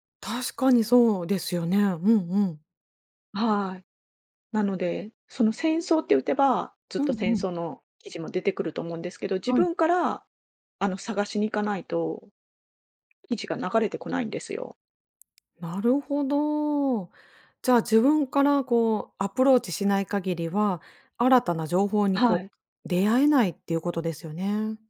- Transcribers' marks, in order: none
- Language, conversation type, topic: Japanese, podcast, SNSとうまくつき合うコツは何だと思いますか？